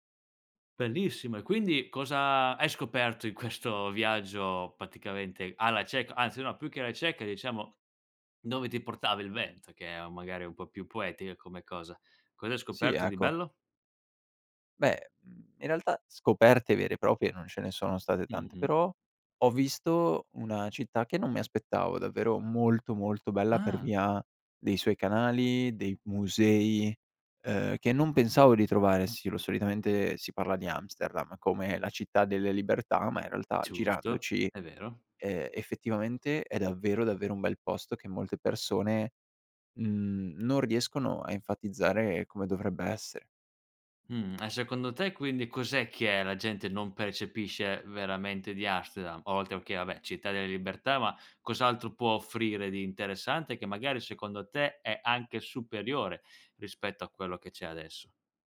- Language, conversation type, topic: Italian, podcast, Ti è mai capitato di perderti in una città straniera?
- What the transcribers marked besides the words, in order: laughing while speaking: "questo"; "praticamente" said as "paticamente"; "diciamo" said as "iciamo"; "Giusto" said as "ciusto"; "Amsterdam" said as "Arsterdam"; "okay" said as "ochè"; "vabbè" said as "abbè"